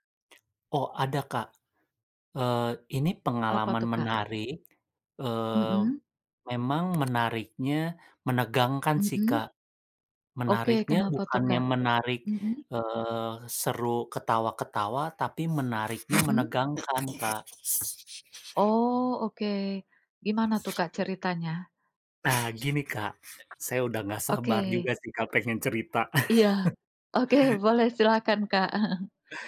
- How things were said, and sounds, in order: tongue click; tapping; other background noise; chuckle; laughing while speaking: "Oke"; chuckle
- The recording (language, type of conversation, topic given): Indonesian, unstructured, Apa destinasi liburan favoritmu, dan mengapa kamu menyukainya?